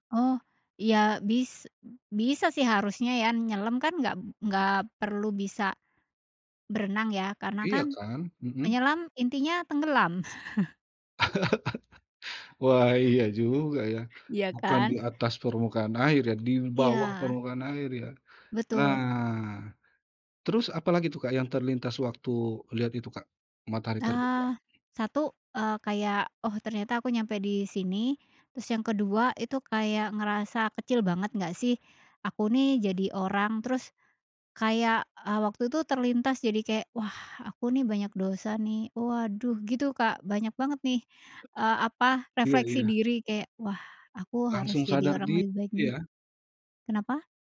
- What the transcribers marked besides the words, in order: chuckle; laugh; other noise
- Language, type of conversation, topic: Indonesian, podcast, Apa yang kamu pelajari tentang waktu dari menyaksikan matahari terbit?